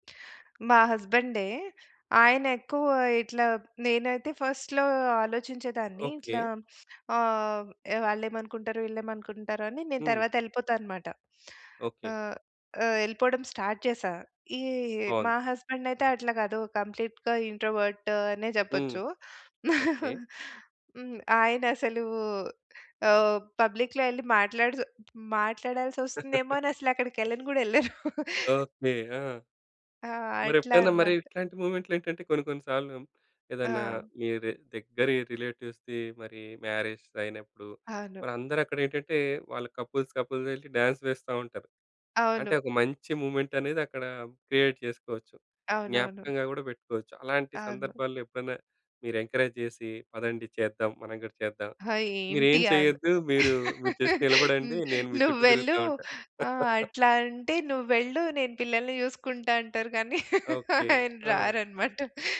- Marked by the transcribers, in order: tapping; in English: "ఫస్ట్‌లో"; in English: "స్టార్ట్"; in English: "కంప్లీట్‌గా"; chuckle; in English: "పబ్లిక్‌లో"; laugh; chuckle; in English: "మూమెంట్‌లో"; in English: "రిలేటివ్స్‌ది"; in English: "కపుల్స్ కపుల్‌గా"; in English: "డాన్స్"; in English: "క్రియేట్"; laugh; in English: "జస్ట్"; laugh; laugh
- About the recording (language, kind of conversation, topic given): Telugu, podcast, ప్రజల ప్రతిస్పందన భయం కొత్తగా ప్రయత్నించడంలో ఎంతవరకు అడ్డంకి అవుతుంది?